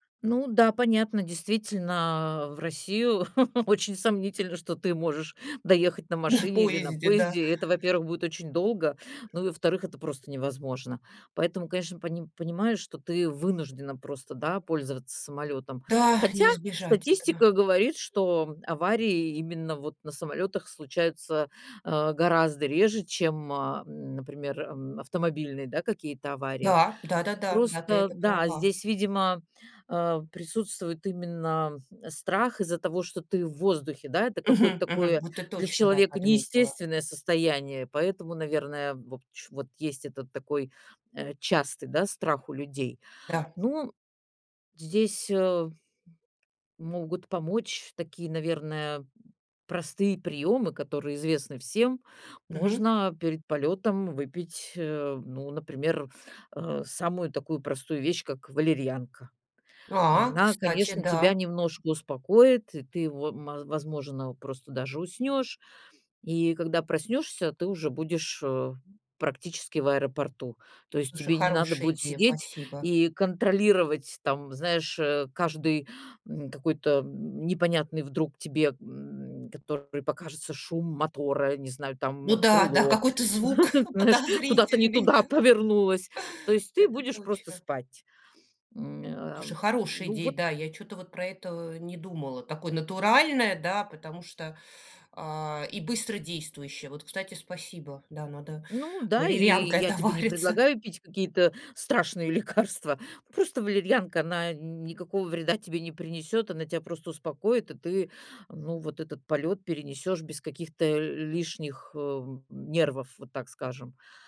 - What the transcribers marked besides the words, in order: laugh; laughing while speaking: "На"; other background noise; tapping; chuckle; laughing while speaking: "лекарства"
- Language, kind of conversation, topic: Russian, advice, Как справляться со стрессом и тревогой во время поездок?
- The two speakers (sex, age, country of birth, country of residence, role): female, 40-44, Russia, United States, user; female, 60-64, Russia, Italy, advisor